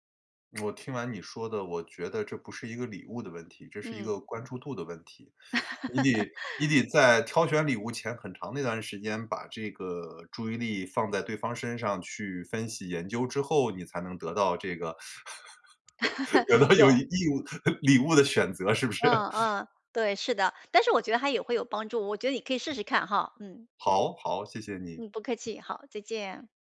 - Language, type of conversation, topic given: Chinese, advice, 我该怎么挑选既合适又有意义的礼物？
- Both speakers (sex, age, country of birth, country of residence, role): female, 50-54, China, United States, advisor; male, 45-49, China, United States, user
- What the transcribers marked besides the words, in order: other background noise; laugh; tapping; laugh; laughing while speaking: "得到有意义的礼物的选择是不是？"